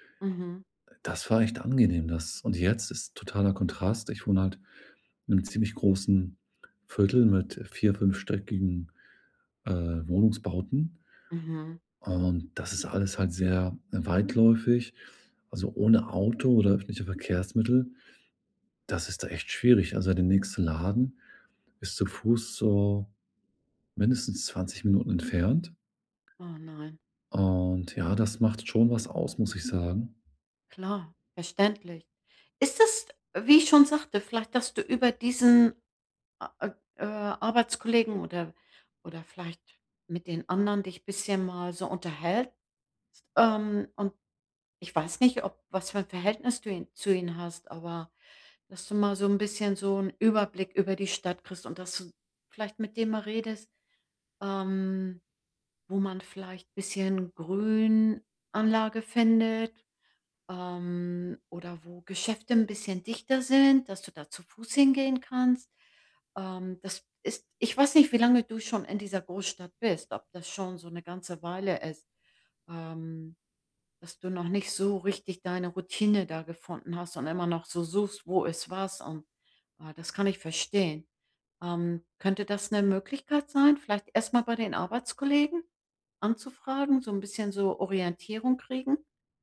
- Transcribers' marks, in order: unintelligible speech
- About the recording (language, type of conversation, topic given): German, advice, Wie kann ich beim Umzug meine Routinen und meine Identität bewahren?